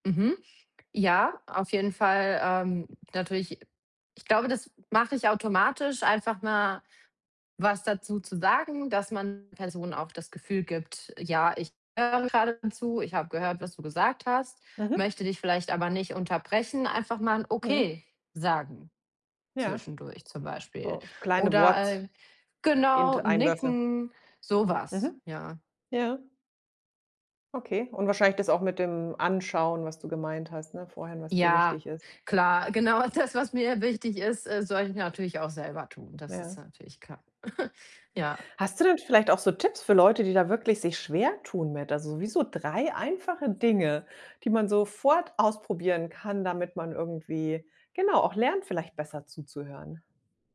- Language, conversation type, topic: German, podcast, Wie merkst du, dass dir jemand wirklich zuhört?
- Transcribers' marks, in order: other background noise; laughing while speaking: "genau das, was mir"; chuckle